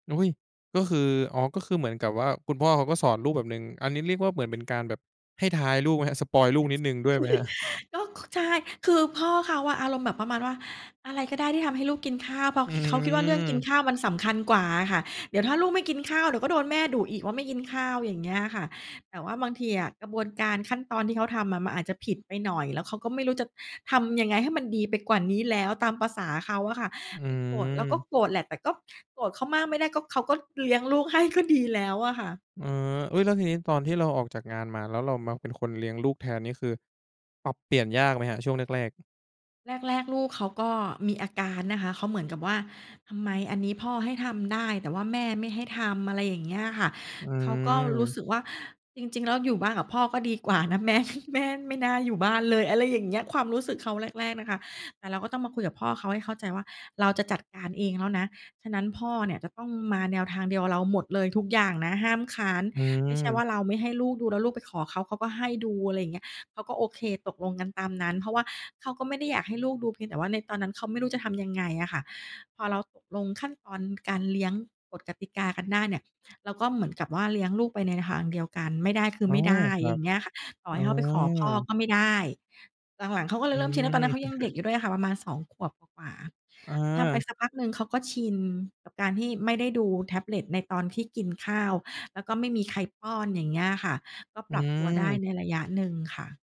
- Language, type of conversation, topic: Thai, podcast, คุณตั้งกฎเรื่องการใช้โทรศัพท์มือถือระหว่างมื้ออาหารอย่างไร?
- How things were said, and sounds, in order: giggle; chuckle; chuckle